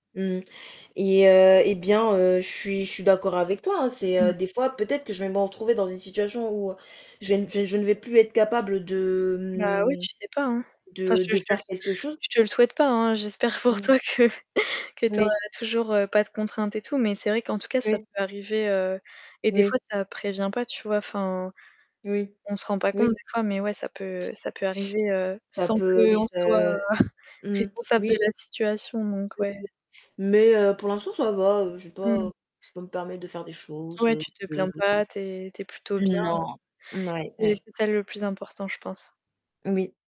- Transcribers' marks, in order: distorted speech; static; laughing while speaking: "que"; tapping; laughing while speaking: "soit"; unintelligible speech; stressed: "Non"
- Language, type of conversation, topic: French, unstructured, Qu’est-ce qui te fait dépenser plus que prévu ?